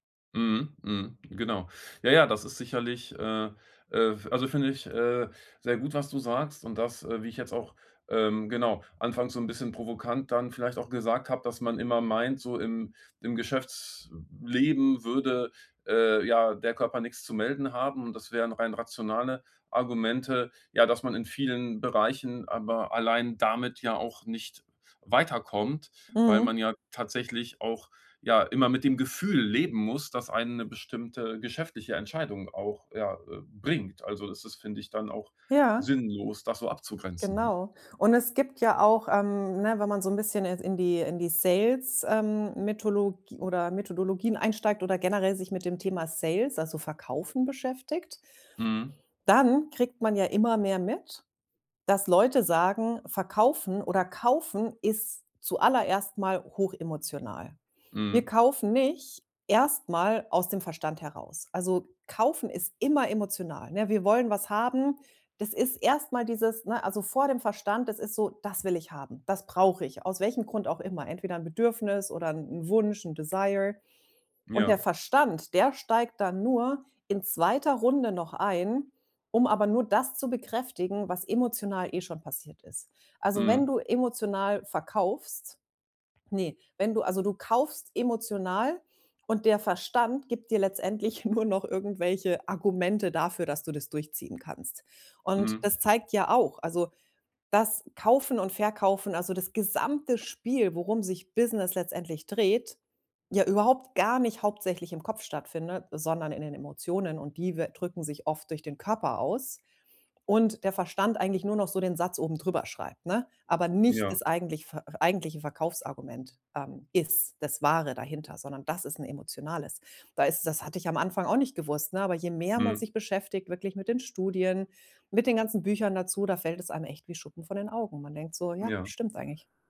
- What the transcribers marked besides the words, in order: stressed: "nicht"; in English: "Desire"; laughing while speaking: "nur noch"; stressed: "gesamte"
- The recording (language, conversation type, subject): German, podcast, Erzähl mal von einer Entscheidung, bei der du auf dein Bauchgefühl gehört hast?